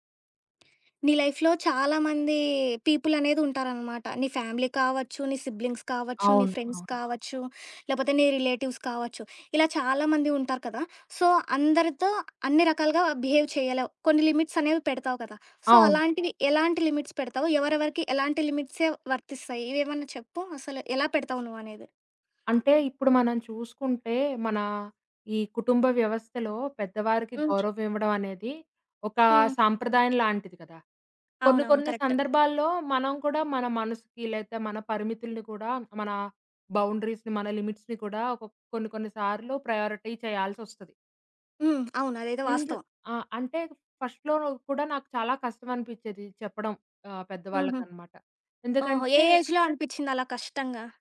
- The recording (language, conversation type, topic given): Telugu, podcast, పెద్దవారితో సరిహద్దులు పెట్టుకోవడం మీకు ఎలా అనిపించింది?
- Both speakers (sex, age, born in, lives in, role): female, 20-24, India, India, guest; female, 25-29, India, India, host
- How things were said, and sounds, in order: in English: "లైఫ్‌లో"; in English: "పీపుల్"; in English: "ఫ్యామిలీ"; in English: "సిబ్లింగ్స్"; other background noise; in English: "ఫ్రెండ్స్"; in English: "రిలేటివ్స్"; in English: "సో"; in English: "బిహేవ్"; in English: "లిమిట్స్"; in English: "సో"; in English: "లిమిట్స్"; tapping; in English: "బౌండరీస్‌ని"; in English: "లిమిట్స్‌ని"; in English: "ప్రయారిటీ"; in English: "ఫస్ట్‌లో"; in English: "ఏజ్‌లో"